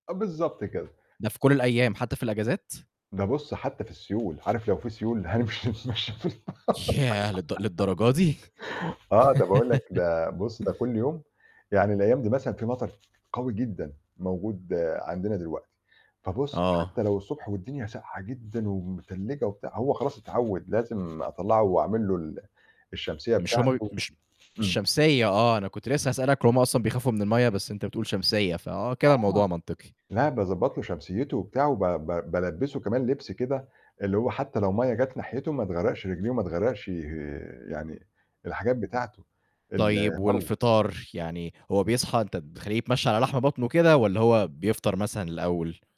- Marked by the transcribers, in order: other background noise; laughing while speaking: "هامشي اتمشى في البحر"; laugh; giggle; other noise
- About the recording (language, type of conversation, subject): Arabic, podcast, إيه روتينك اليومي مع الأطفال أو الحيوانات الأليفة؟